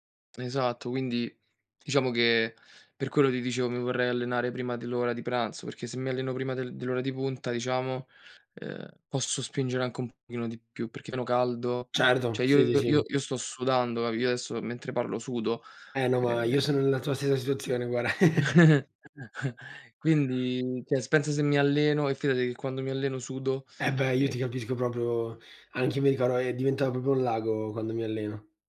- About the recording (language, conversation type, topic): Italian, unstructured, Come ti senti quando raggiungi un obiettivo sportivo?
- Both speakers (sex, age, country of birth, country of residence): male, 18-19, Italy, Italy; male, 25-29, Italy, Italy
- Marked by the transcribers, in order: "guarda" said as "guara"; giggle; chuckle; "cioè" said as "ceh"; "proprio" said as "propio"